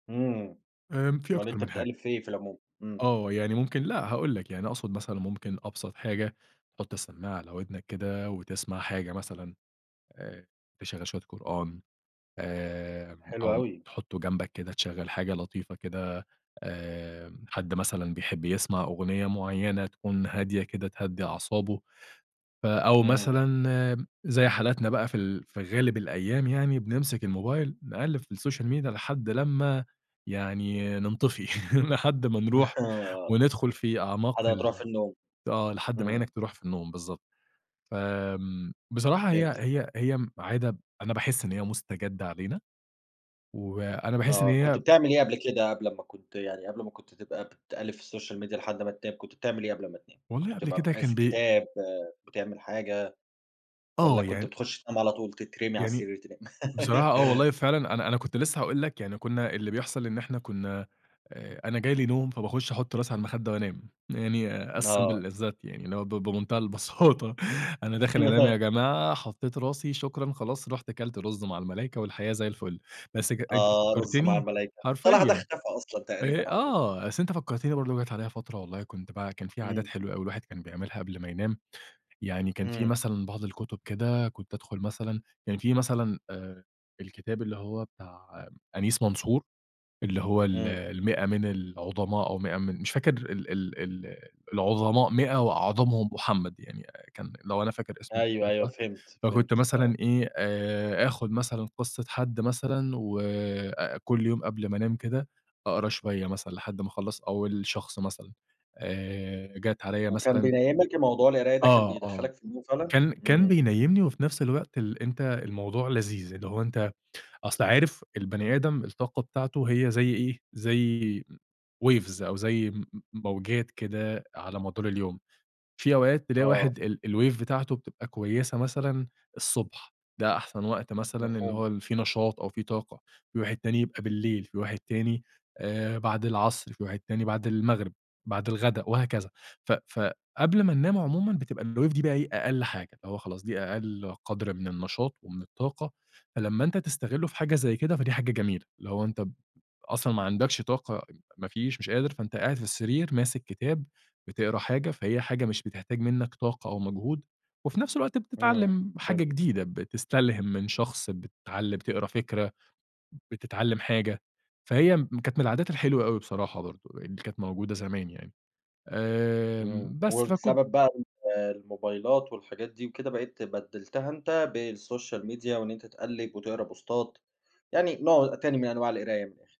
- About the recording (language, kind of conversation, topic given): Arabic, podcast, إيه دور الموبايل عندك قبل ما تنام؟
- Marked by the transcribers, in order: in English: "السوشيال ميديا"; laughing while speaking: "ننطفي"; laugh; in English: "السوشيال ميديا"; laugh; in English: "As simple as that"; laugh; laughing while speaking: "بمنتهى البساطة"; in English: "Waves"; other background noise; in English: "الWave"; in English: "الWave"; in English: "بالسوشيال ميديا"; in English: "بوستات"